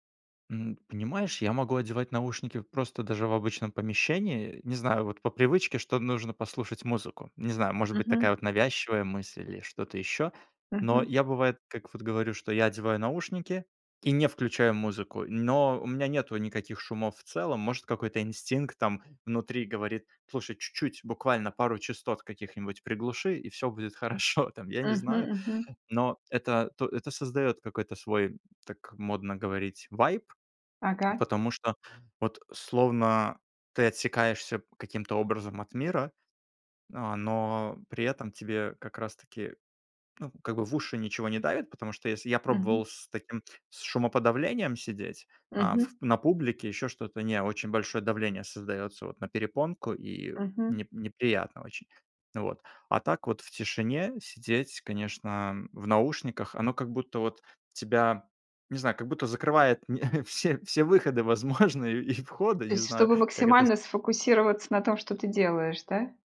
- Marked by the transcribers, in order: laughing while speaking: "хорошо"; tapping; chuckle; laughing while speaking: "возможные и входы"; other background noise
- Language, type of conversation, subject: Russian, podcast, Предпочитаешь тишину или музыку, чтобы лучше сосредоточиться?